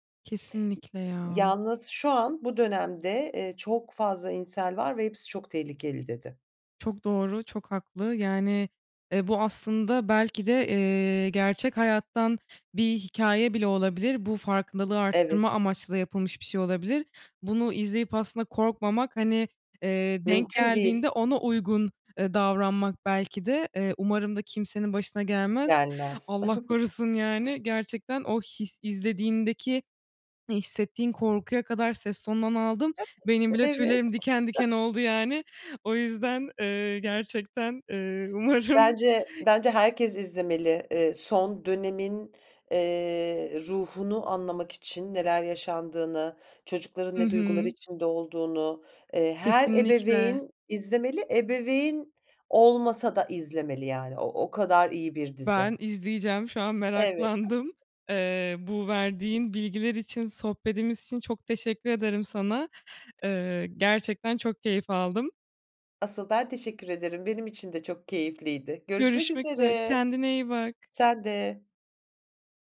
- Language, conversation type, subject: Turkish, podcast, En son hangi film ya da dizi sana ilham verdi, neden?
- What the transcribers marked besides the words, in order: other background noise; in English: "incel"; chuckle; giggle; tapping; giggle; laughing while speaking: "umarım"